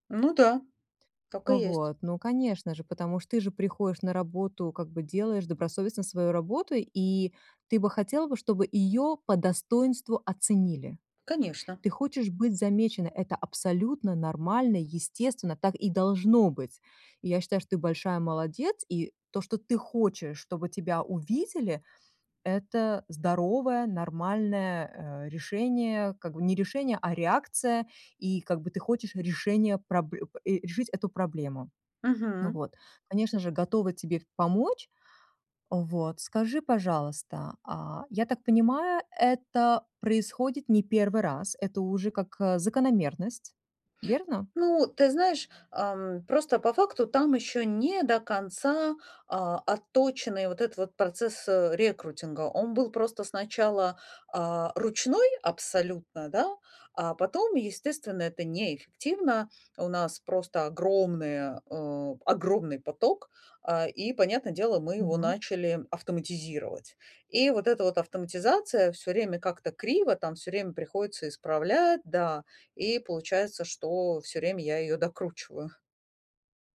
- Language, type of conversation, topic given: Russian, advice, Как мне получить больше признания за свои достижения на работе?
- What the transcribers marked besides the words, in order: none